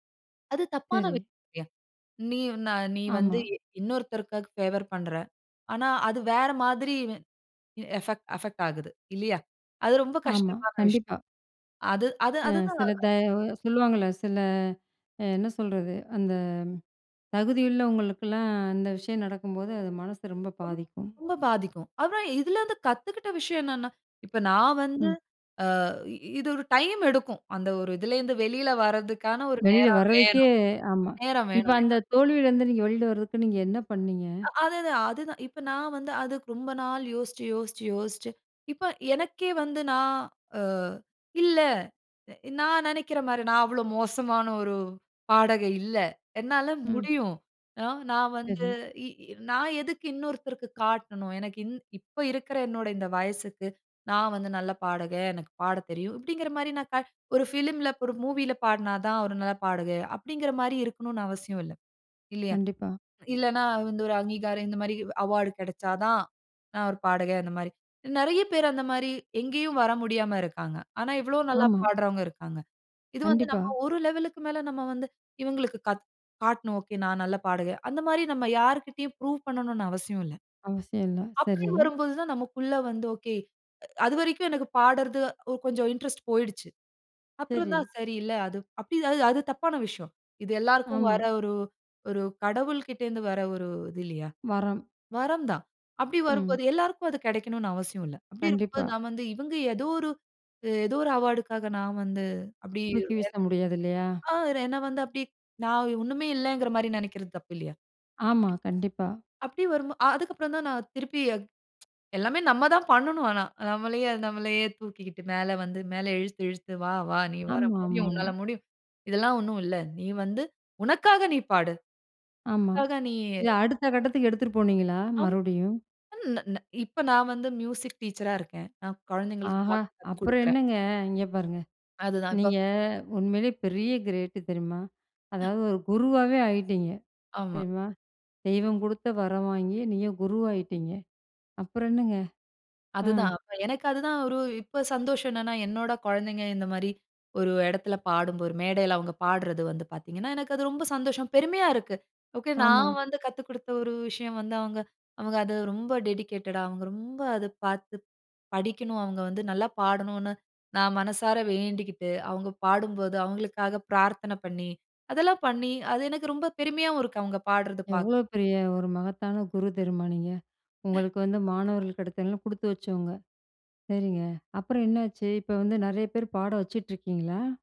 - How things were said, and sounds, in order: in English: "ஃபேவர்"; "பாடகி" said as "பாடக"; unintelligible speech; in English: "கிரேட்டு"; "பாடும்போது" said as "பாடும்போறு"; in English: "டெடிகேட்டடா"
- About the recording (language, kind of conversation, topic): Tamil, podcast, ஒரு மிகப் பெரிய தோல்வியிலிருந்து நீங்கள் கற்றுக்கொண்ட மிக முக்கியமான பாடம் என்ன?